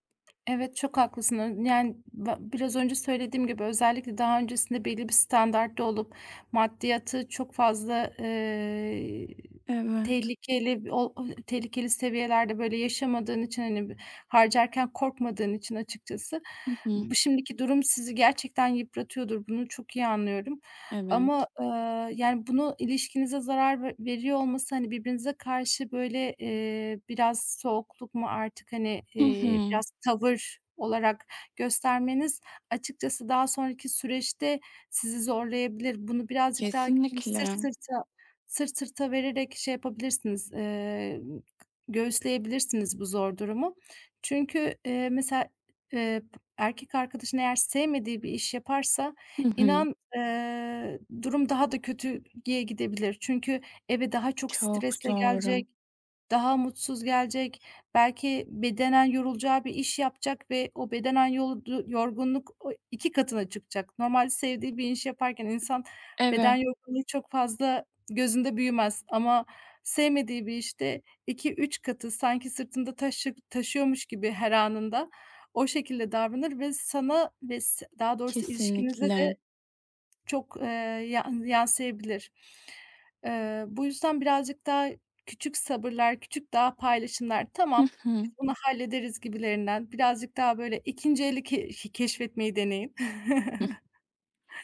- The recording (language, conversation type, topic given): Turkish, advice, Geliriniz azaldığında harcamalarınızı kısmakta neden zorlanıyorsunuz?
- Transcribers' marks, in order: tapping; other background noise; drawn out: "eee"; unintelligible speech; chuckle